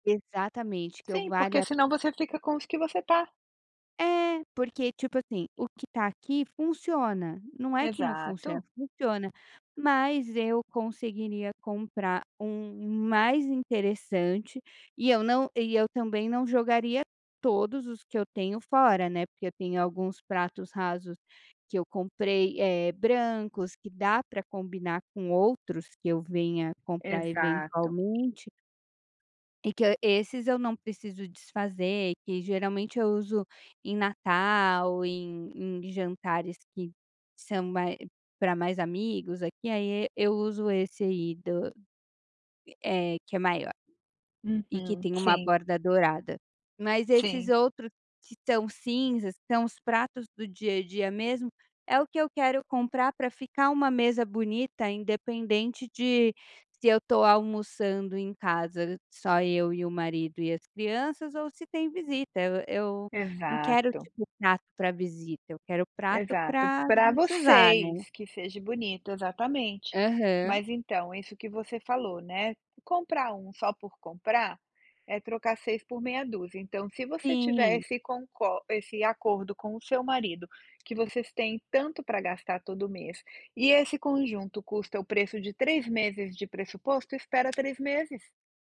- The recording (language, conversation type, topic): Portuguese, advice, Como evitar compras por impulso quando preciso economizar e viver com menos?
- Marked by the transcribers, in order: tapping; "seja" said as "seje"